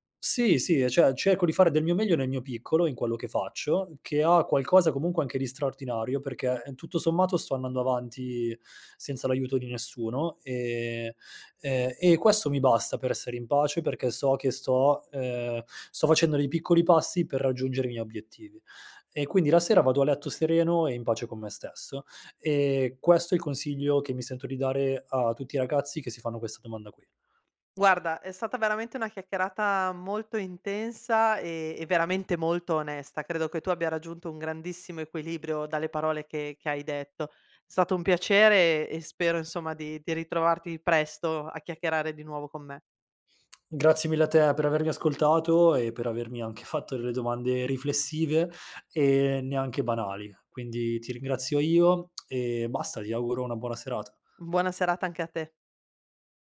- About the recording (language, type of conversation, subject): Italian, podcast, Quale ruolo ha l’onestà verso te stesso?
- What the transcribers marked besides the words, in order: "cioè" said as "ceh"; laughing while speaking: "fatto"; lip smack